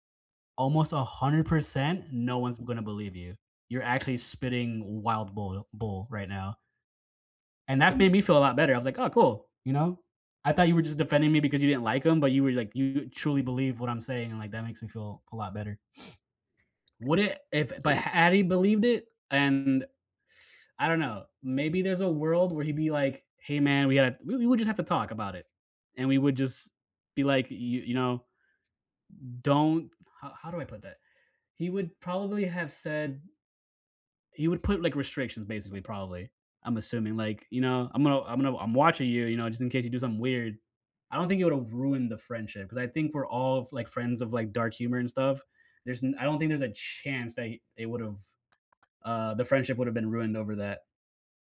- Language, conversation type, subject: English, unstructured, What worries you most about losing a close friendship because of a misunderstanding?
- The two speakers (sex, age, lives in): male, 30-34, United States; male, 35-39, United States
- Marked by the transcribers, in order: tapping; other background noise